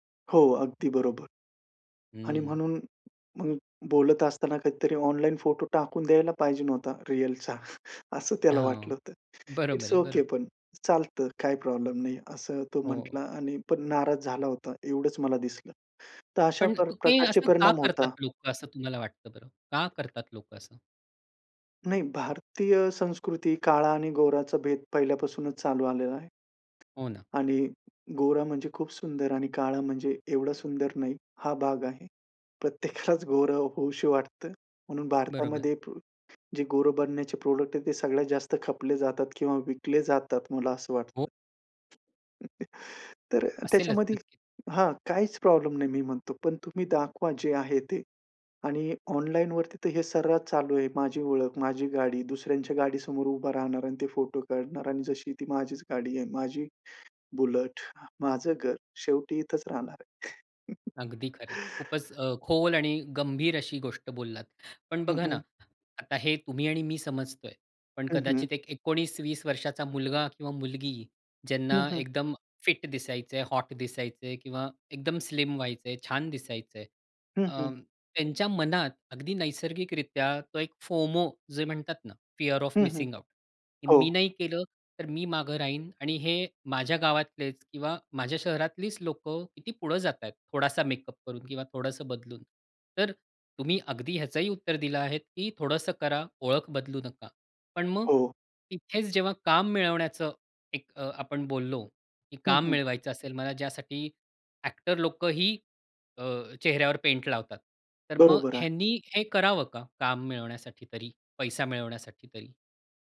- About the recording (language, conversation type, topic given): Marathi, podcast, ऑनलाइन आणि वास्तव आयुष्यातली ओळख वेगळी वाटते का?
- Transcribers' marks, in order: in English: "इट्स ओके"; other background noise; laughing while speaking: "प्रत्येकालाच"; in English: "प्रॉडक्ट"; chuckle; chuckle; in English: "फिट"; in English: "हॉट"; in English: "स्लिम"; in English: "फोमो"; in English: "फीअर ऑफ मिसिंग आउट"